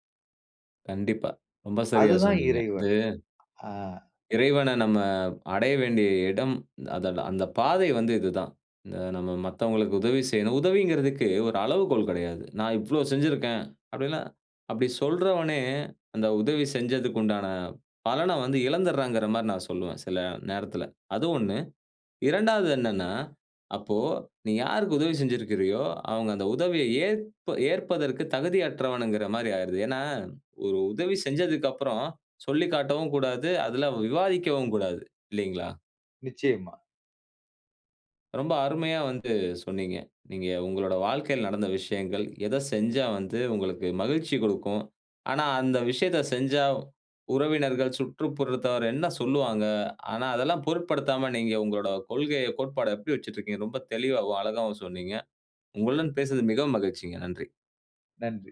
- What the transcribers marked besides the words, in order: none
- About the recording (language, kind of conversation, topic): Tamil, podcast, இதைச் செய்வதால் உங்களுக்கு என்ன மகிழ்ச்சி கிடைக்கிறது?